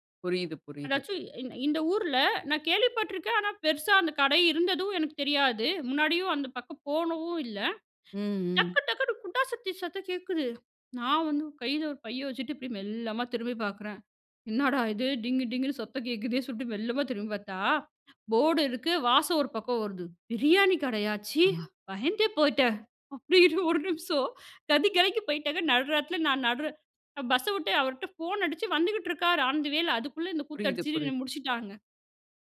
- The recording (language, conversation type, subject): Tamil, podcast, உணவு சாப்பிடும்போது கவனமாக இருக்க நீங்கள் பின்பற்றும் பழக்கம் என்ன?
- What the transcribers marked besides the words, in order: "போனதும்" said as "போனவும்"; other background noise; in English: "ஆன் த வே"